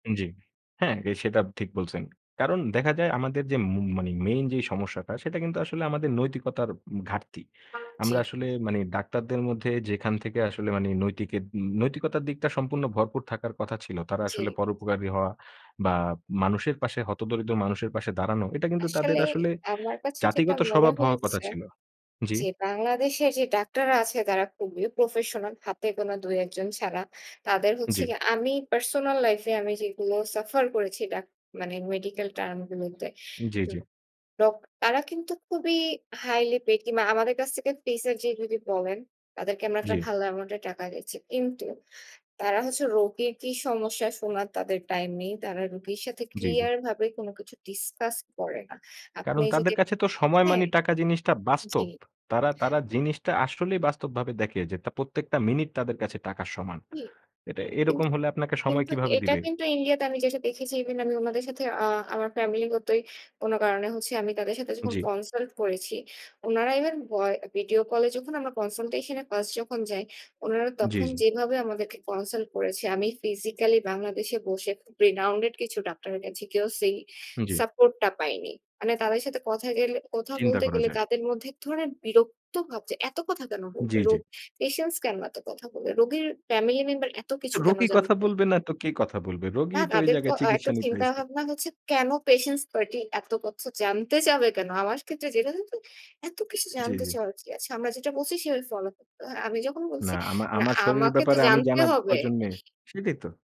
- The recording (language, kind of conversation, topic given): Bengali, unstructured, আপনার মতো একজন সাধারণ মানুষ কীভাবে সরকারকে সাহায্য করতে পারে?
- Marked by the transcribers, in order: "মানে" said as "মানি"; horn; "মানে" said as "মানি"; in English: "medical term"; tapping; other background noise; in English: "renowned"; tongue click